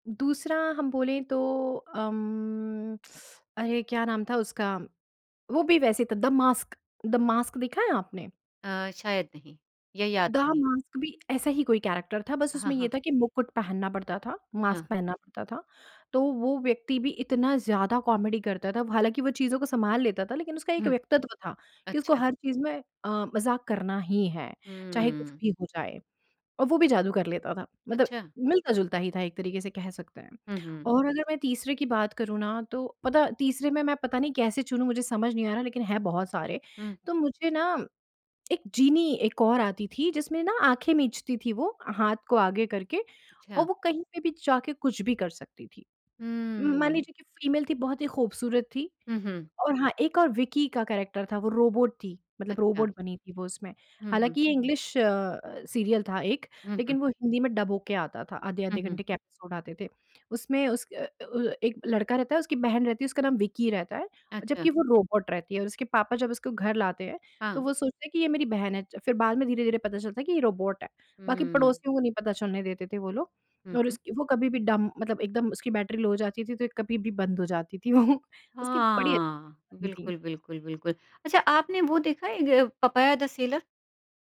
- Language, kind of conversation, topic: Hindi, podcast, बचपन का कौन-सा टीवी कार्यक्रम आपको सबसे ज्यादा याद आता है?
- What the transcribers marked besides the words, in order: drawn out: "अम"; in English: "कैरेक्टर"; in English: "कॉमेडी"; in English: "फीमेल"; in English: "कैरेक्टर"; in English: "इंग्लिश"; in English: "सीरियल"; in English: "डब"; in English: "डम"; in English: "लो"; laughing while speaking: "वो"; tapping